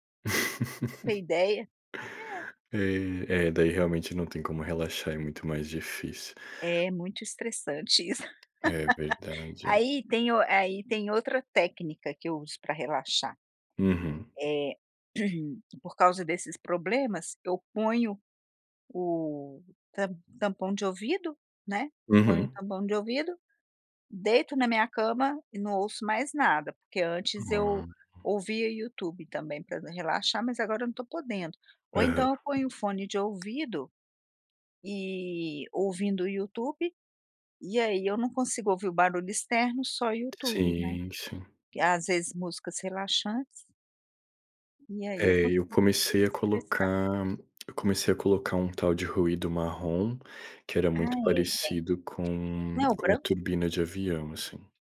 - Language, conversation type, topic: Portuguese, unstructured, Qual é a sua maneira favorita de relaxar após um dia estressante?
- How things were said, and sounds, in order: laugh; tapping; laugh; throat clearing; unintelligible speech